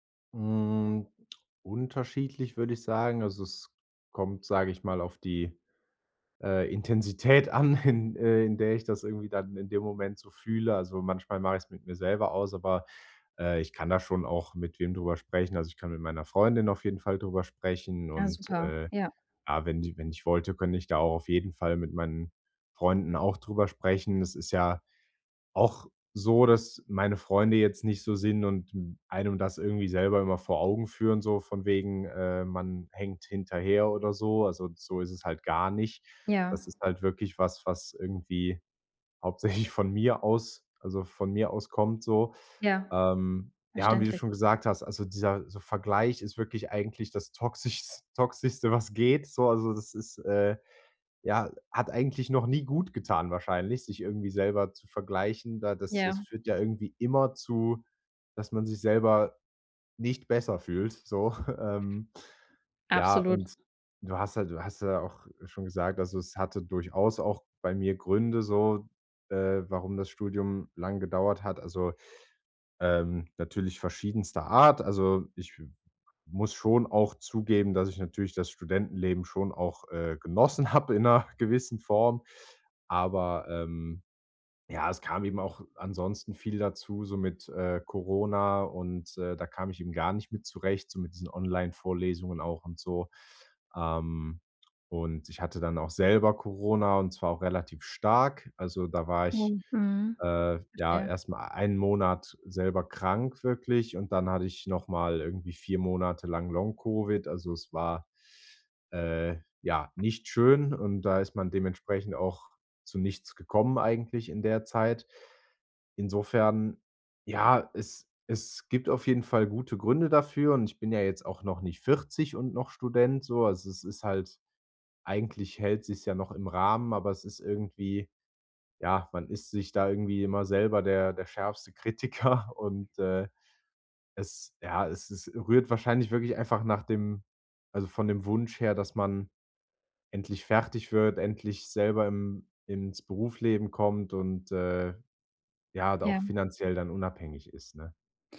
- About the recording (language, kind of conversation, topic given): German, advice, Wie kann ich meinen inneren Kritiker leiser machen und ihn in eine hilfreiche Stimme verwandeln?
- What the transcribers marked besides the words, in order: laughing while speaking: "Intensität an"; laughing while speaking: "hauptsächlich"; laughing while speaking: "toxischs toxischste"; chuckle; laughing while speaking: "genossen habe in 'ner"; laughing while speaking: "Kritiker"